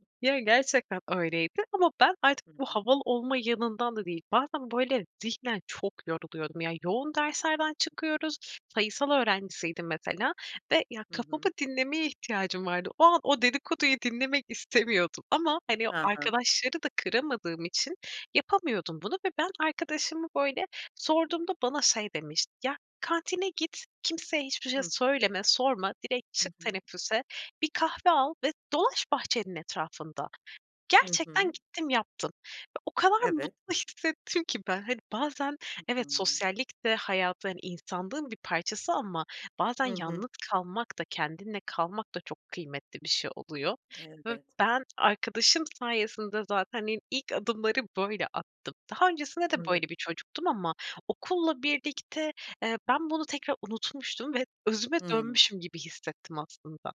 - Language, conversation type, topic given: Turkish, podcast, İnsanlara hayır demeyi nasıl öğrendin?
- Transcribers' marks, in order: tapping